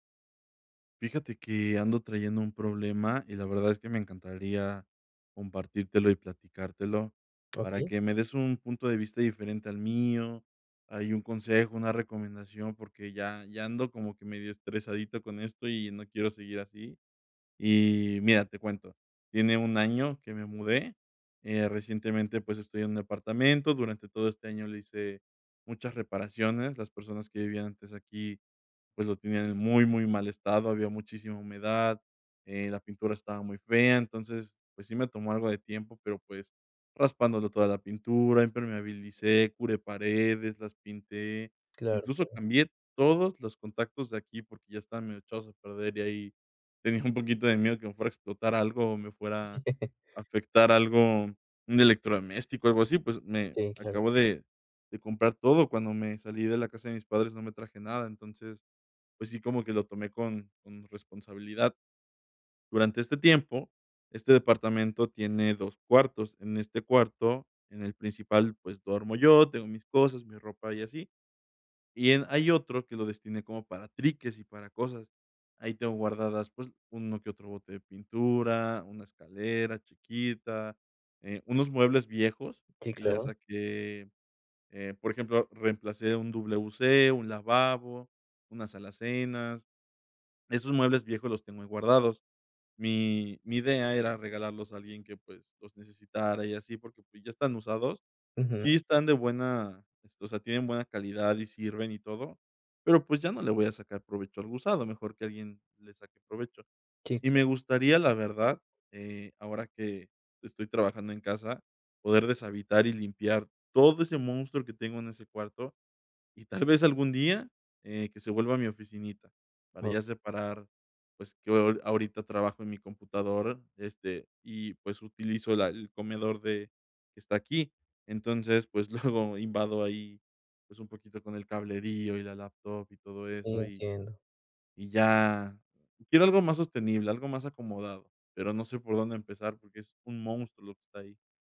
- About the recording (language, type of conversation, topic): Spanish, advice, ¿Cómo puedo descomponer una meta grande en pasos pequeños y alcanzables?
- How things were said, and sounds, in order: none